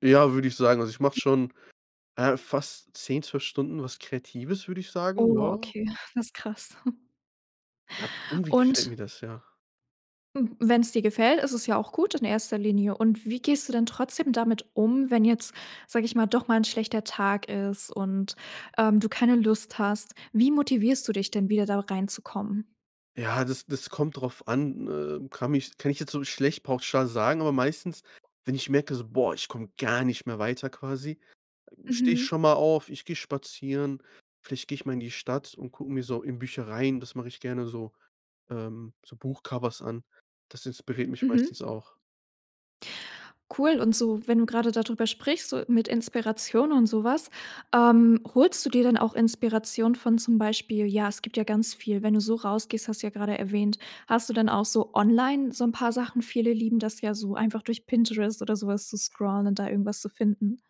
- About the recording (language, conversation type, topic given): German, podcast, Wie bewahrst du dir langfristig die Freude am kreativen Schaffen?
- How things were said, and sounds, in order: other noise; chuckle; other background noise